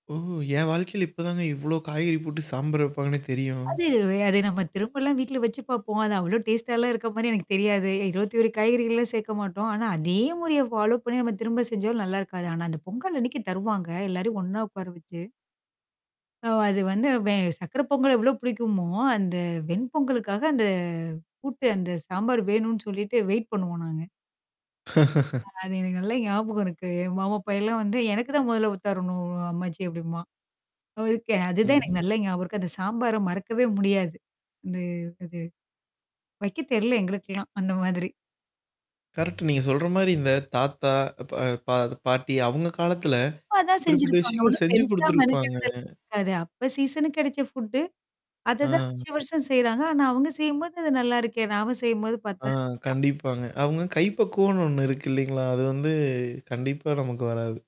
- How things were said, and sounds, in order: static; tapping; in English: "டேஸ்ட்டாலாம்"; in English: "ஃபாலோ"; drawn out: "அந்த"; in English: "வெயிட்"; laugh; distorted speech; "ஊத்திரணும்" said as "உத்தாரணும்"; mechanical hum; in English: "சீசனுக்கு"; in English: "ஃபுட்டு"; other background noise; unintelligible speech; other noise
- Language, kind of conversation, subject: Tamil, podcast, உங்கள் தனிப்பட்ட வாழ்க்கைப் பயணத்தில் உணவு எப்படி ஒரு கதையாக அமைந்தது?